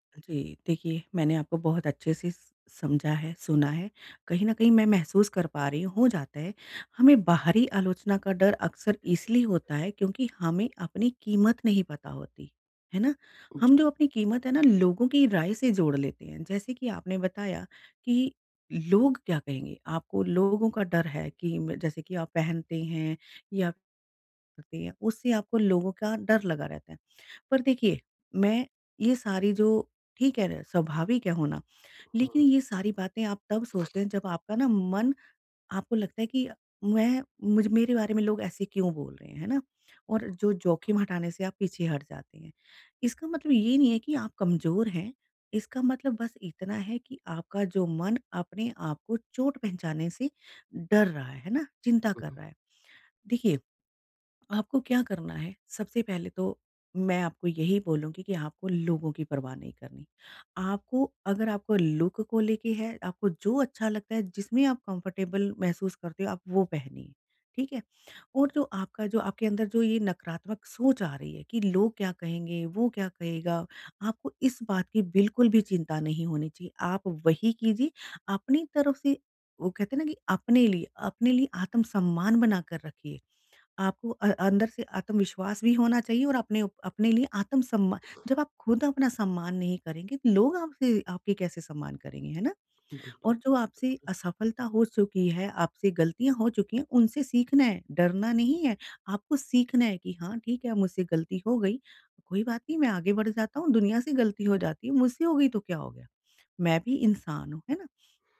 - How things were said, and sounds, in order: other background noise; in English: "लूक"; in English: "कम्फ़र्टेबल"
- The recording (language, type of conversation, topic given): Hindi, advice, बाहरी आलोचना के डर से मैं जोखिम क्यों नहीं ले पाता?